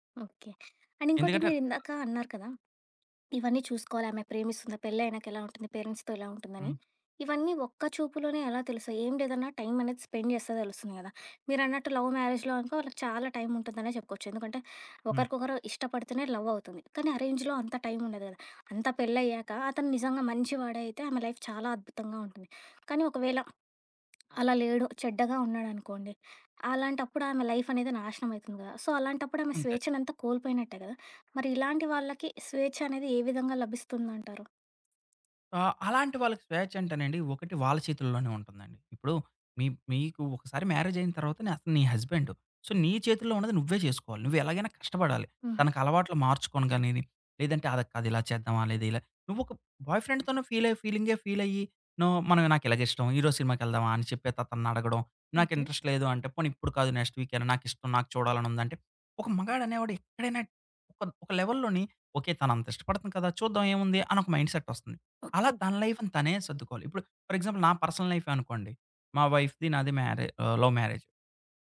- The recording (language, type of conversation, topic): Telugu, podcast, డబ్బు లేదా స్వేచ్ఛ—మీకు ఏది ప్రాధాన్యం?
- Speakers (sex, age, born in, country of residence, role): female, 25-29, India, India, host; male, 30-34, India, India, guest
- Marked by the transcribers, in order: in English: "అండ్"; in English: "పేరెంట్స్‌తో"; in English: "స్పెండ్"; in English: "లవ్ మ్యారేజ్‌లో"; in English: "లవ్"; in English: "అరేంజ్‌లో"; in English: "లైఫ్"; in English: "సో"; in English: "మ్యారేజ్"; in English: "సో"; in English: "బాయ్ ఫ్రెండ్‌తోను ఫీల్"; in English: "ఫీల్"; in English: "ఇంట్రెస్ట్"; in English: "నెక్స్ట్"; in English: "లెవెల్‌లోని"; in English: "మైండ్ సెట్"; in English: "లైఫ్‌ని"; in English: "ఫర్ ఎగ్జాంపుల్"; in English: "పర్సనల్"; in English: "వైఫ్‌ది"; in English: "లవ్ మ్యారేజ్"